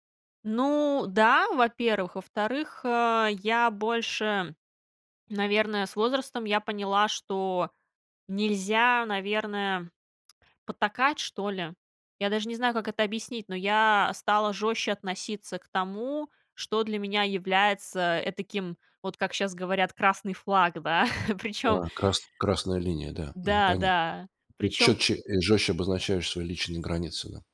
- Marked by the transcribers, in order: tsk; chuckle
- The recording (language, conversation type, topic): Russian, podcast, Как понять, что пора заканчивать отношения?